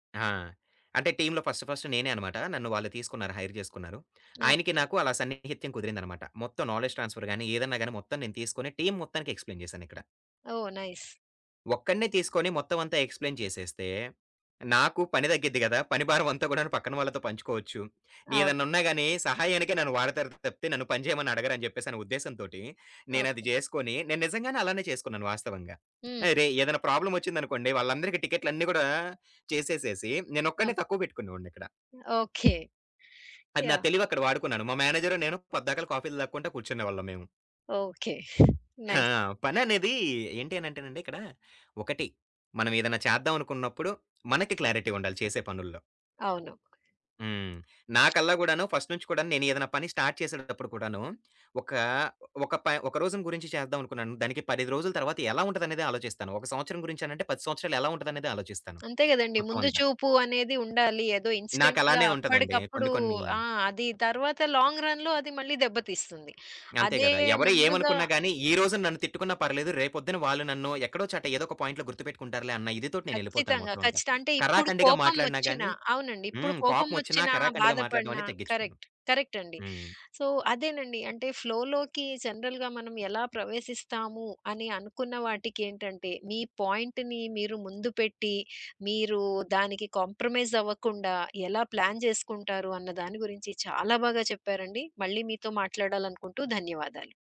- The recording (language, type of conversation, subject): Telugu, podcast, మీరు ఫ్లో స్థితిలోకి ఎలా ప్రవేశిస్తారు?
- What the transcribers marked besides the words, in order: in English: "టీమ్‌లో ఫస్ట్ ఫస్ట్"; in English: "హైర్"; other background noise; in English: "నాలెడ్జ్ ట్రాన్స్‌ఫర్"; in English: "టీమ్"; in English: "ఎక్స్‌ప్లే‌యిన్"; in English: "నైస్"; in English: "ఎక్స్‌ప్లేయిన్"; giggle; in English: "ప్రాబ్లమ్"; in English: "నైస్"; other noise; in English: "క్లారిటీ"; in English: "ఫస్ట్"; in English: "స్టార్ట్"; in English: "ఇన్‌స్టెంట్‌గా"; in English: "లాంగ్ రన్‌లో"; in English: "పాయింట్‌లో"; in English: "కరెక్ట్, కరెక్ట్"; in English: "సో"; in English: "ఫ్లో‌లోకి జనరల్‌గా"; in English: "పాయింట్‌ని"; in English: "కాంప్రమైజ్"; in English: "ప్లాన్"